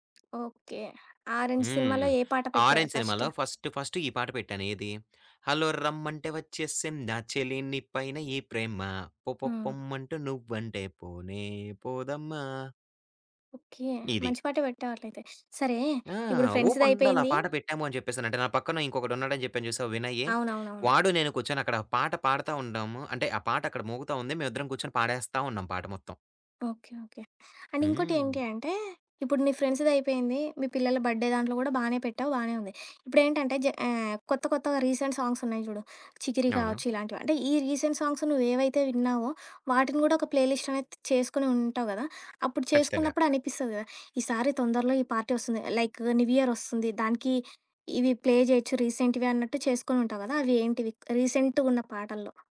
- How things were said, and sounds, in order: other background noise; in English: "ఫస్ట్"; singing: "హల్లో రమ్మంటే ఒచ్చేసిందా చెలి నీ … నువ్వంటే పోనే పోదమ్మా!"; in English: "ఫ్రెండ్స్‌ది"; in English: "అండ్"; in English: "ఫ్రెండ్స్‌దయిపోయింది"; in English: "బర్త్‌డే"; in English: "రీసెంట్ సాంగ్స్"; in English: "రీసెంట్ సాంగ్స్"; in English: "ప్లే లిస్ట్"; in English: "పార్టీ"; in English: "న్యూ ఇయర్"; in English: "ప్లే"; in English: "రీసెంట్‌గా"; in English: "రీసెంట్‌గున్న"
- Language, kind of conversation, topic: Telugu, podcast, పార్టీకి ప్లేలిస్ట్ సిద్ధం చేయాలంటే మొదట మీరు ఎలాంటి పాటలను ఎంచుకుంటారు?